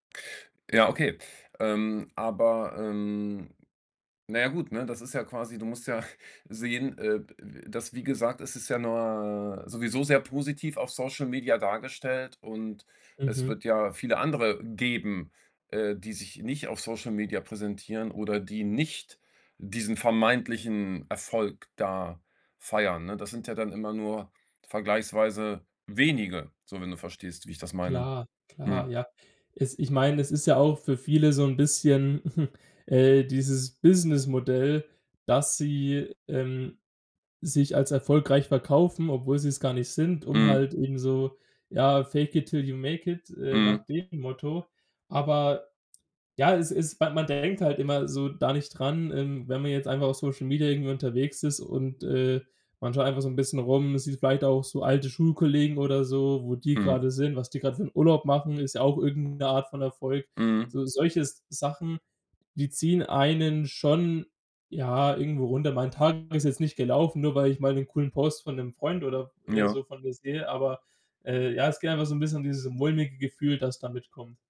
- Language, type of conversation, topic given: German, podcast, Welchen Einfluss haben soziale Medien auf dein Erfolgsempfinden?
- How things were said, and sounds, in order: chuckle; drawn out: "ne"; chuckle; in English: "fake it till you make it"